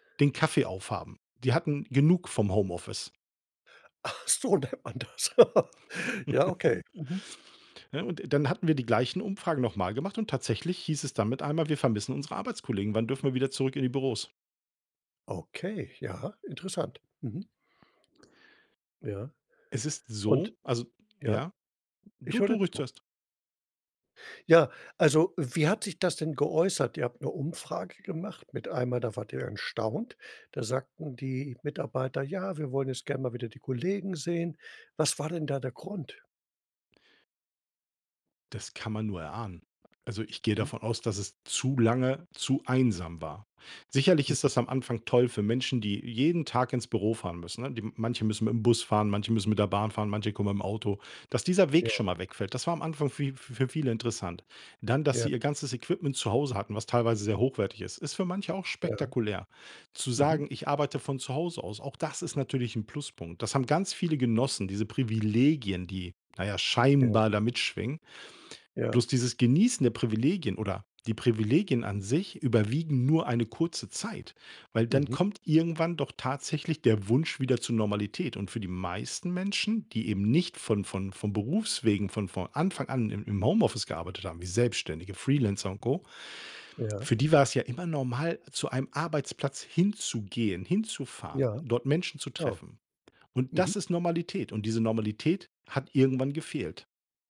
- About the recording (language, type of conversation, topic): German, podcast, Wie stehst du zu Homeoffice im Vergleich zum Büro?
- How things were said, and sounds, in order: laughing while speaking: "Ach so nennt man das"; chuckle